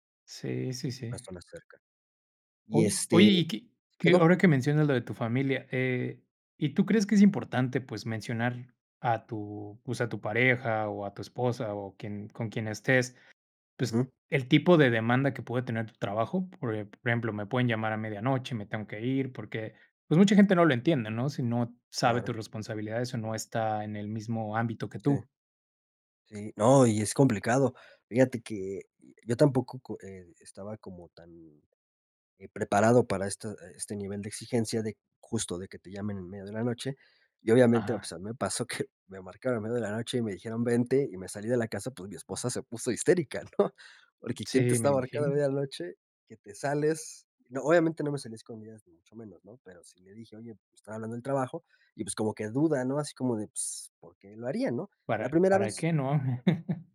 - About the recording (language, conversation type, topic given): Spanish, podcast, ¿Cómo priorizas tu tiempo entre el trabajo y la familia?
- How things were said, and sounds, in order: laughing while speaking: "que"; laughing while speaking: "¿no?"; chuckle